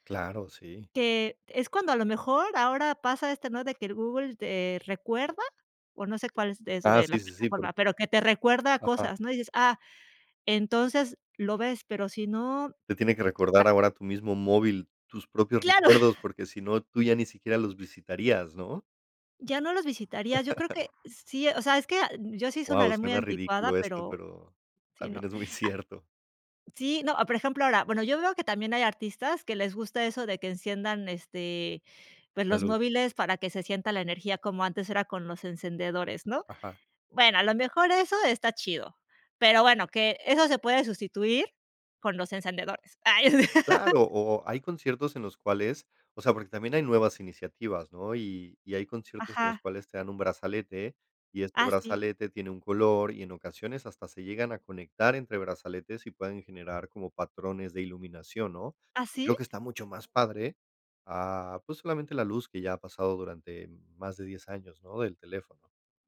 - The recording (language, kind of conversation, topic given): Spanish, podcast, ¿Qué opinas de la gente que usa el celular en conciertos?
- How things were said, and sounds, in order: other noise; chuckle; chuckle; laughing while speaking: "¡Ay sí!"; chuckle